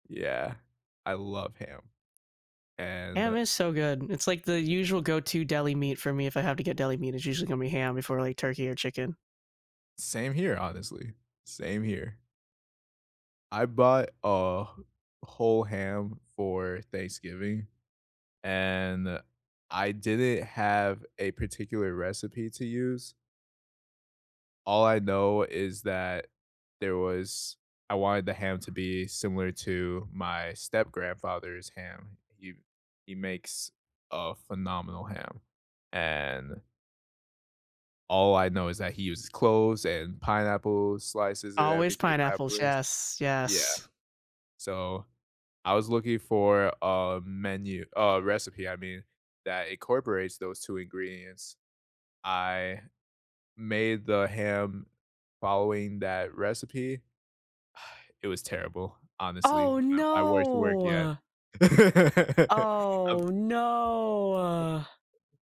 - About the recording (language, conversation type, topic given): English, unstructured, What holiday foods bring back your happiest memories?
- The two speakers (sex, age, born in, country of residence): female, 25-29, Vietnam, United States; male, 25-29, United States, United States
- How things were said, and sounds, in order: tapping; other background noise; sigh; drawn out: "no"; drawn out: "Oh, no"; laugh